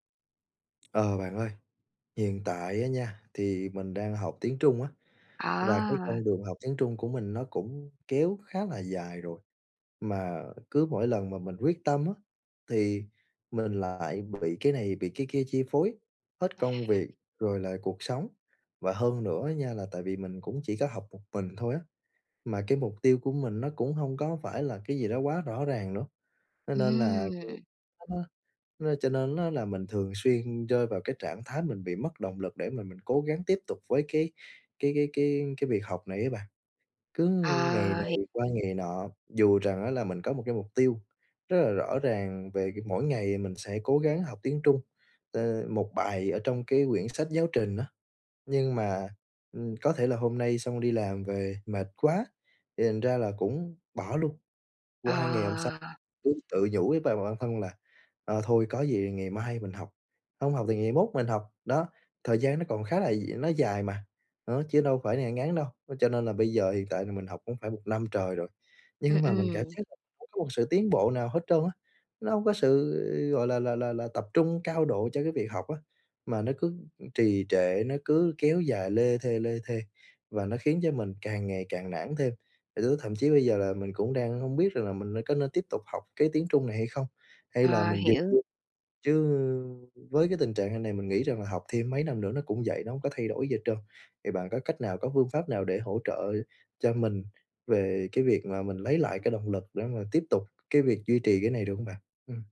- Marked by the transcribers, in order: tapping; other background noise; unintelligible speech
- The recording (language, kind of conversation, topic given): Vietnamese, advice, Làm sao để lấy lại động lực khi cảm thấy bị đình trệ?